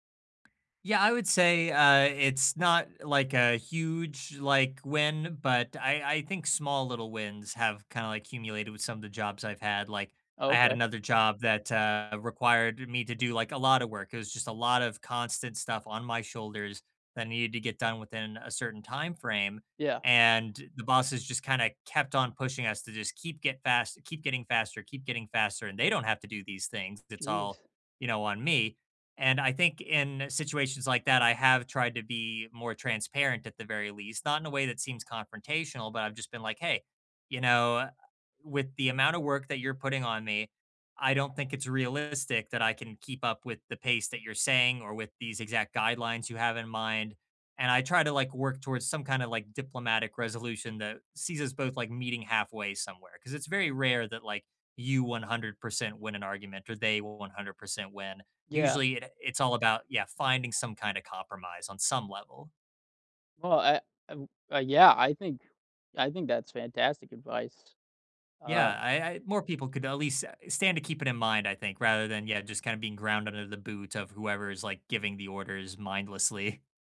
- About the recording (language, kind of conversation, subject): English, unstructured, What has your experience been with unfair treatment at work?
- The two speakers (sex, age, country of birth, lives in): male, 30-34, United States, United States; male, 30-34, United States, United States
- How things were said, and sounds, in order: tapping; laughing while speaking: "mindlessly"